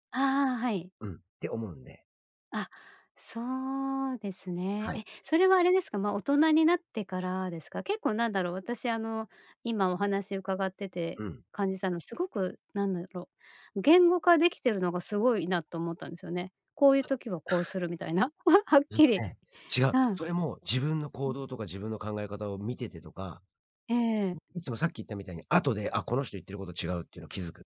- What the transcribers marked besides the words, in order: other noise; chuckle
- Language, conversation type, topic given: Japanese, podcast, 直感と理屈、普段どっちを優先する？